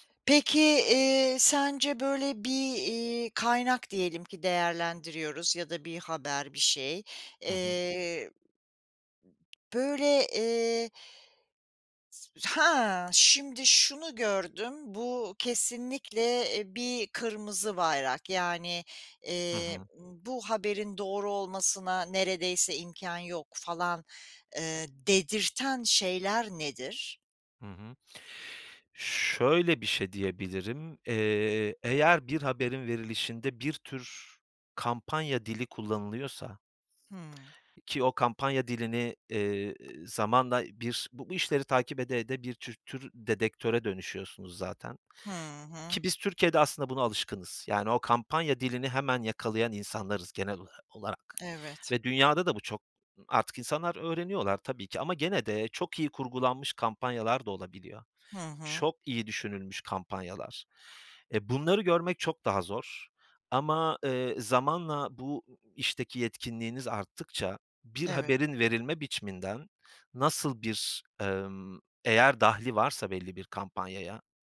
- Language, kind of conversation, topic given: Turkish, podcast, Bilgiye ulaşırken güvenilir kaynakları nasıl seçiyorsun?
- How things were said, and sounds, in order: tapping; other background noise; other noise